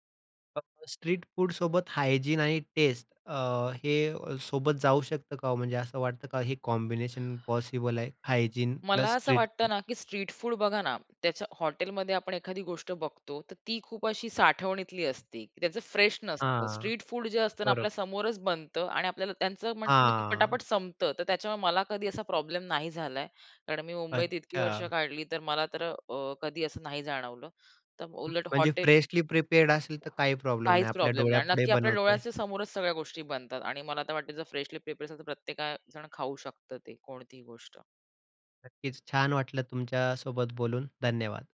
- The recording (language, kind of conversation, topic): Marathi, podcast, तुम्हाला सर्वांत आवडणारे रस्त्यावरचे खाद्यपदार्थ कोणते, आणि ते तुम्हाला का आवडतात?
- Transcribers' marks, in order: in English: "हायजीन"; in English: "कॉम्बिनेशन"; in English: "हायजीन"; tapping; other background noise; in English: "फ्रेश"; in English: "फ्रेशली प्रिपेअर्ड"; in English: "फ्रेशली प्रिपेअर"